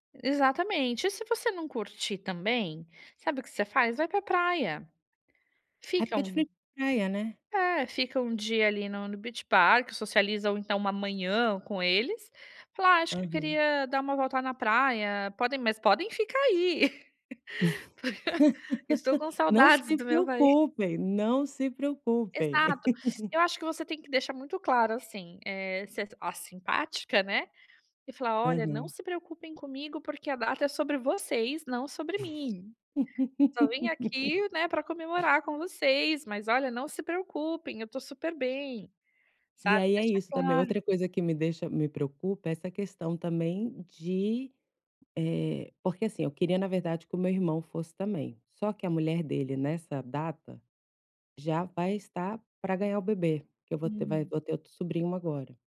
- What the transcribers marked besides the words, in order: tapping; laugh; laugh; laugh
- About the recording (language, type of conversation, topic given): Portuguese, advice, Como posso reduzir o estresse ao planejar minhas férias?